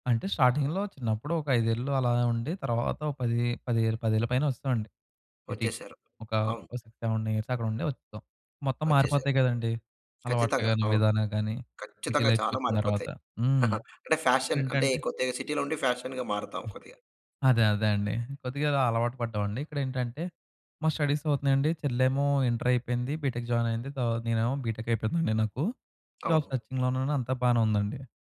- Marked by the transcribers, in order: in English: "స్టార్టింగ్‌లో"; in English: "సిటీకి"; in English: "సిక్స్ సెవెన్ ఇయర్స్"; chuckle; in English: "సిటీ లైఫ్‌కొచ్చిన"; in English: "ఫ్యాషన్"; in English: "సిటీలో"; in English: "ఫ్యాషన్‌గా"; in English: "స్టడీస్"; in English: "బీటెక్ జాయిన్"; in English: "బీటెక్"; in English: "జాబ్ సెర్చింగ్‌లో"; tapping
- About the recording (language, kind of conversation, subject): Telugu, podcast, తరాల మధ్య సరైన పరస్పర అవగాహన పెరగడానికి మనం ఏమి చేయాలి?